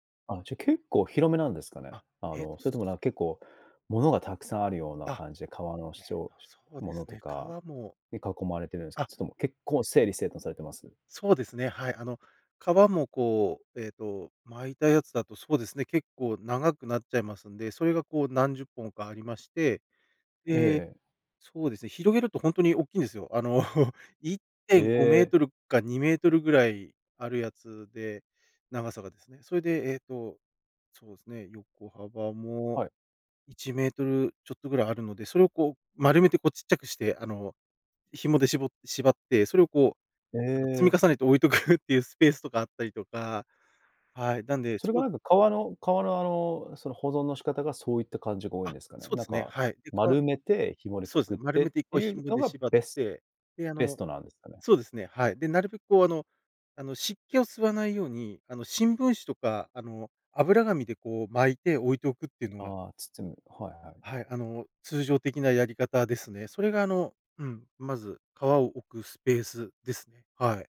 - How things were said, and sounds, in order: "それとも" said as "すとも"; stressed: "結構"; chuckle; other background noise
- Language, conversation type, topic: Japanese, podcast, 作業スペースはどのように整えていますか？